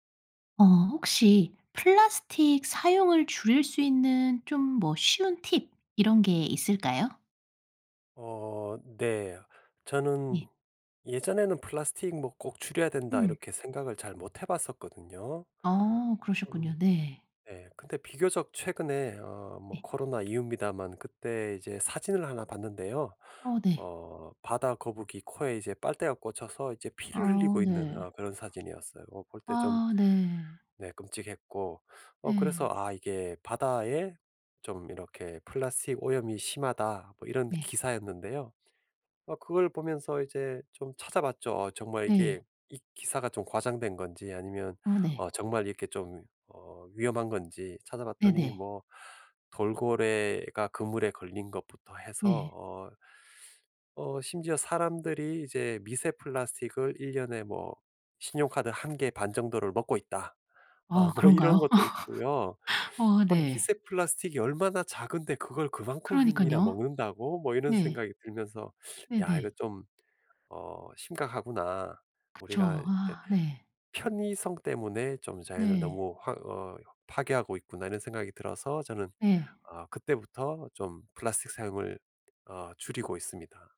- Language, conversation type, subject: Korean, podcast, 플라스틱 사용을 줄이는 가장 쉬운 방법은 무엇인가요?
- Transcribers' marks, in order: other background noise; laughing while speaking: "뭐"; laugh